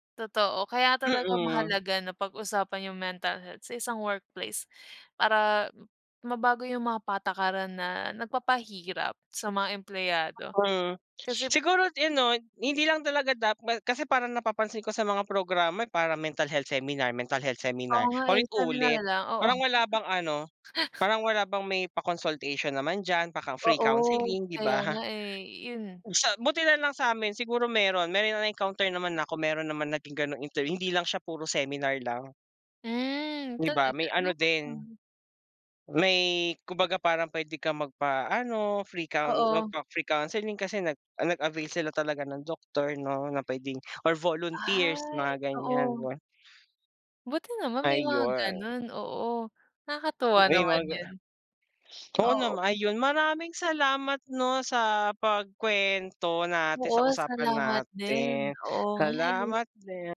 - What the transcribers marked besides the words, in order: laugh; other background noise; unintelligible speech
- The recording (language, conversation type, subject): Filipino, unstructured, Ano ang masasabi mo tungkol sa mga patakaran sa trabaho na nakakasama sa kalusugan ng isip ng mga empleyado?